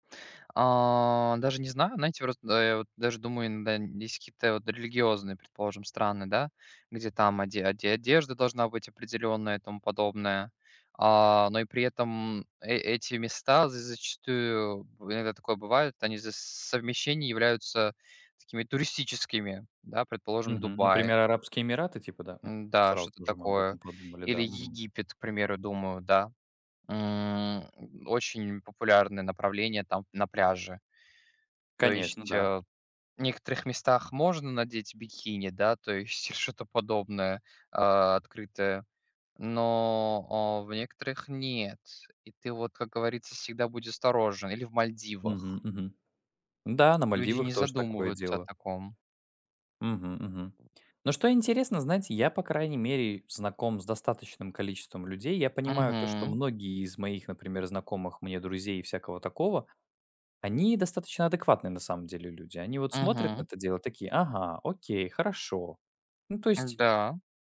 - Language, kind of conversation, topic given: Russian, unstructured, Почему люди во время путешествий часто пренебрегают местными обычаями?
- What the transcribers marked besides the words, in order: tapping; drawn out: "А"; other background noise